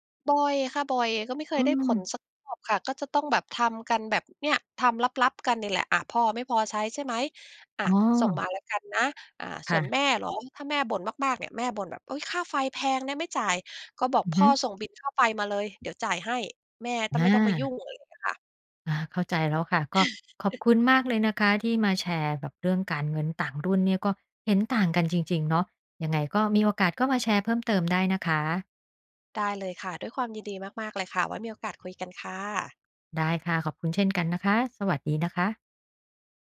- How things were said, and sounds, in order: other background noise; tapping; chuckle
- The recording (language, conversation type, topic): Thai, podcast, เรื่องเงินทำให้คนต่างรุ่นขัดแย้งกันบ่อยไหม?